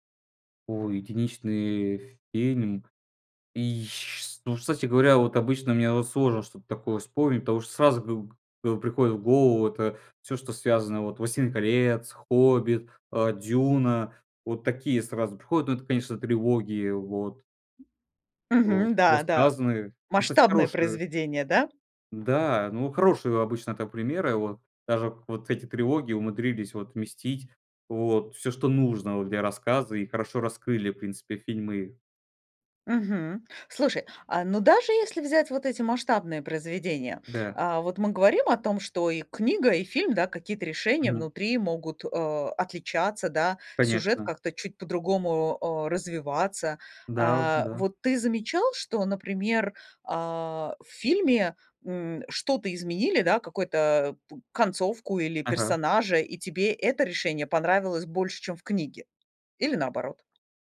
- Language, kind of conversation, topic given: Russian, podcast, Как адаптировать книгу в хороший фильм без потери сути?
- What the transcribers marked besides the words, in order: tapping